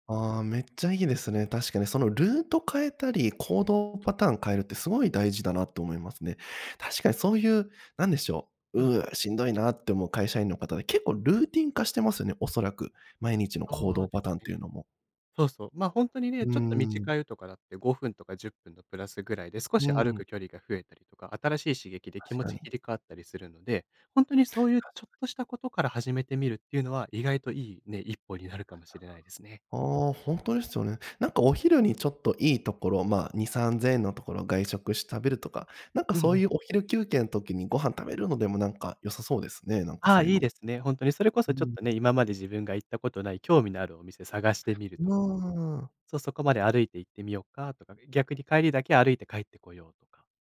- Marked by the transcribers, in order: other background noise
- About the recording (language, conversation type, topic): Japanese, podcast, 小さな一歩をどう設定する？